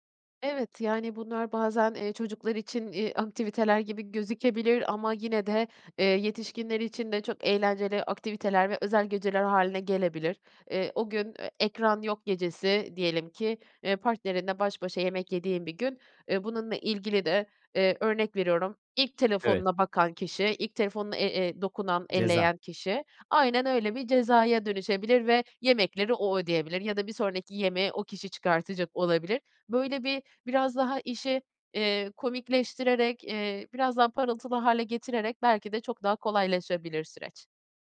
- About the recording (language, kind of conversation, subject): Turkish, advice, Evde film izlerken veya müzik dinlerken teknolojinin dikkatimi dağıtmasını nasıl azaltıp daha rahat edebilirim?
- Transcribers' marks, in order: none